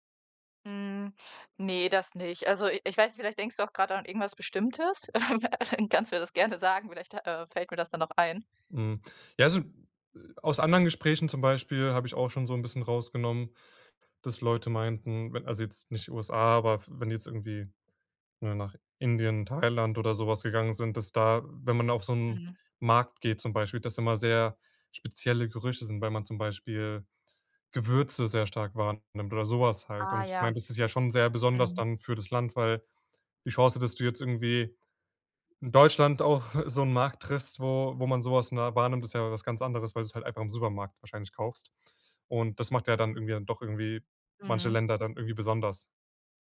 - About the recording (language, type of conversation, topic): German, podcast, Was war deine ungewöhnlichste Begegnung auf Reisen?
- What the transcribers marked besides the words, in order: chuckle; laughing while speaking: "Dann kannst du mir das"